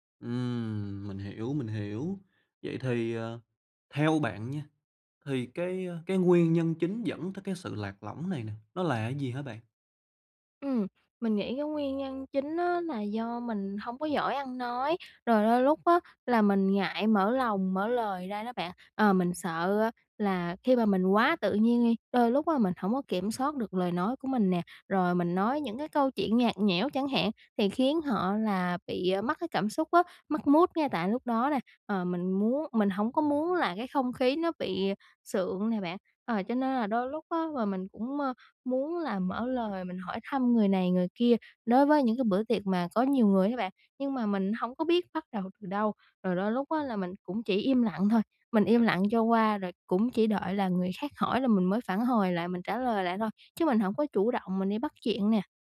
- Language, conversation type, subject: Vietnamese, advice, Làm sao để tôi không còn cảm thấy lạc lõng trong các buổi tụ tập?
- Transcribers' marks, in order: in English: "mood"; other background noise